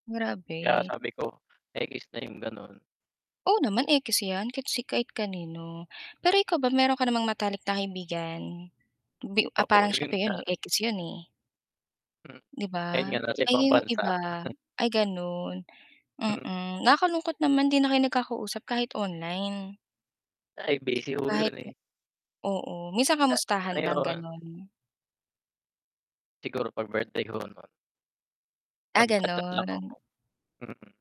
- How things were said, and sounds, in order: distorted speech; chuckle; other background noise
- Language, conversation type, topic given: Filipino, unstructured, Ano ang pananaw mo tungkol sa pagkakaroon ng matalik na kaibigan?